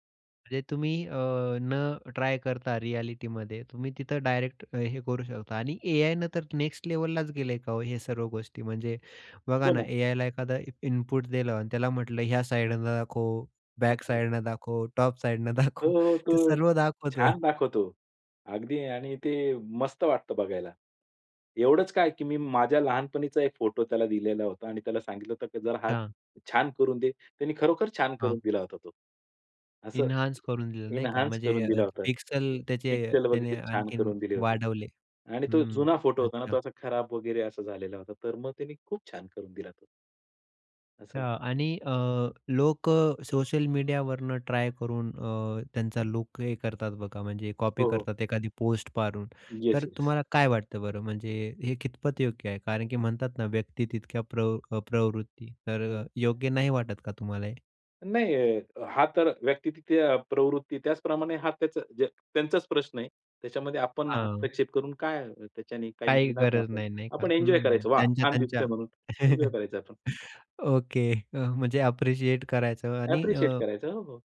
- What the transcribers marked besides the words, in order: other background noise; tapping; in English: "टॉप"; laughing while speaking: "साइडने दाखव"; chuckle; other noise; in English: "इन्हान्स"; in English: "इन्हान्स"; "पाहून" said as "पाडून"; laugh
- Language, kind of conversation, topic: Marathi, podcast, तुमची स्वतःची ठरलेली वेषभूषा कोणती आहे आणि ती तुम्ही का स्वीकारली आहे?